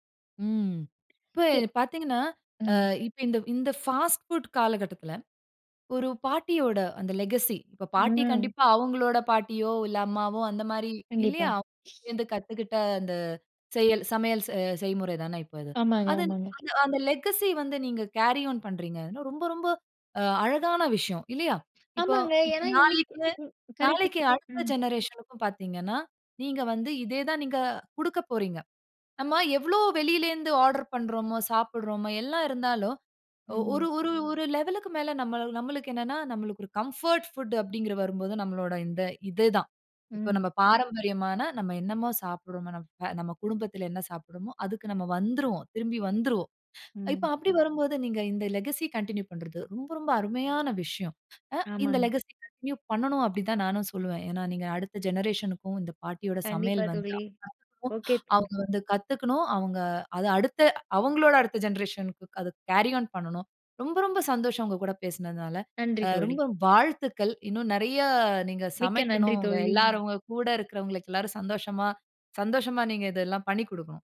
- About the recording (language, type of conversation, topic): Tamil, podcast, உங்கள் வீட்டில் தலைமுறையாகப் பின்பற்றப்படும் ஒரு பாரம்பரிய சமையல் செய்முறை என்ன?
- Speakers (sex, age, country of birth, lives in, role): female, 30-34, India, India, guest; female, 35-39, India, India, host
- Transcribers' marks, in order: other background noise; unintelligible speech; in English: "லெகசி"; drawn out: "ம்"; unintelligible speech; in English: "லெகசி"; tapping; background speech; "அப்படின்கிறது" said as "அப்படின்கிற"; in English: "லெகசி"; in English: "லெகசி"; unintelligible speech; drawn out: "நிறைய"